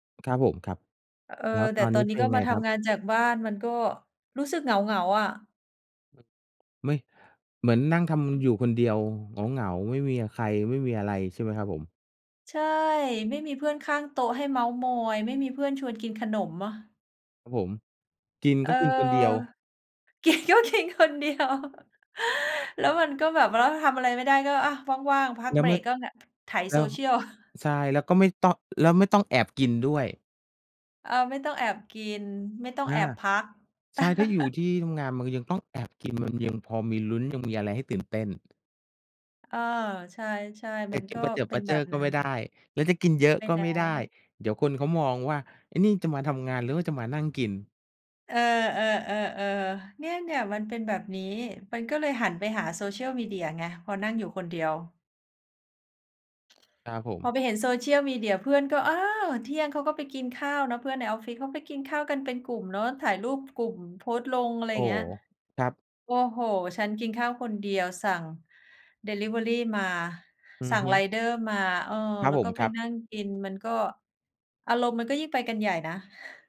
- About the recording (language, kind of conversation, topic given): Thai, unstructured, คุณเคยรู้สึกเหงาหรือเศร้าจากการใช้โซเชียลมีเดียไหม?
- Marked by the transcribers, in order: laughing while speaking: "กินก็กินคนเดียว"; chuckle; chuckle; chuckle; other background noise